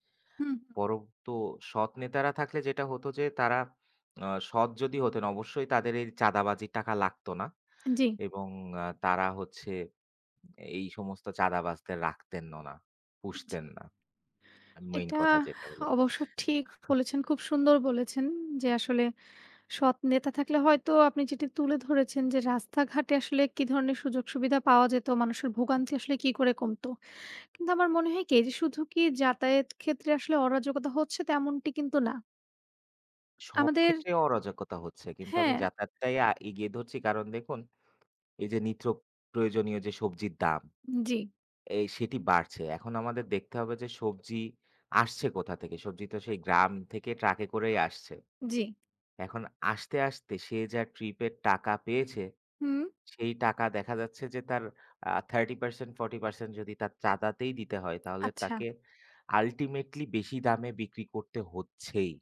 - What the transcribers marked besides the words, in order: "পরন্তু" said as "পরকতো"; scoff; alarm; in English: "আল্টিমেটলি"
- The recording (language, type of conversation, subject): Bengali, unstructured, রাজনীতিতে সৎ নেতৃত্বের গুরুত্ব কেমন?